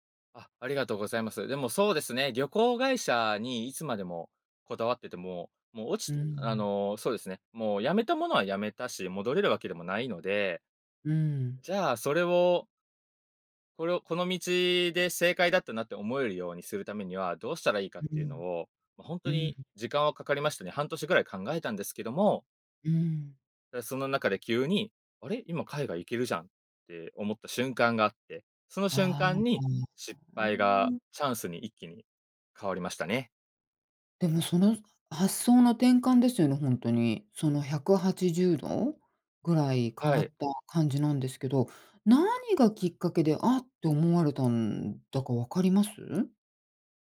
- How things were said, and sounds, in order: none
- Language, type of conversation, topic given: Japanese, podcast, 失敗からどう立ち直りましたか？